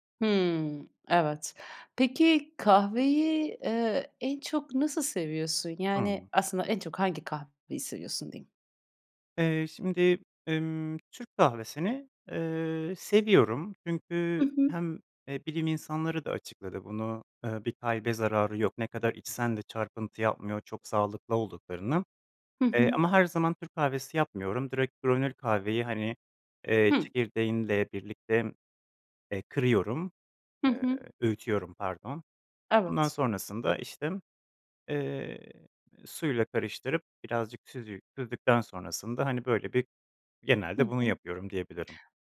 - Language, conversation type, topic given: Turkish, podcast, Sınav kaygısıyla başa çıkmak için genelde ne yaparsın?
- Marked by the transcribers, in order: none